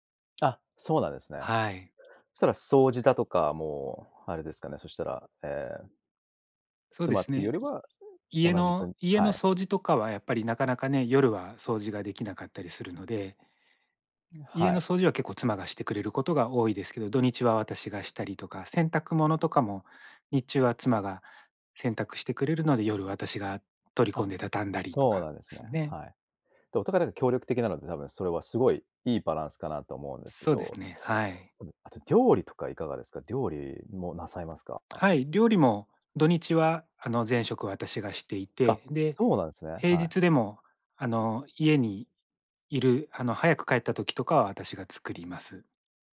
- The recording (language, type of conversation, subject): Japanese, podcast, 家事の分担はどうやって決めていますか？
- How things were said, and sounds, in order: other background noise; tapping; unintelligible speech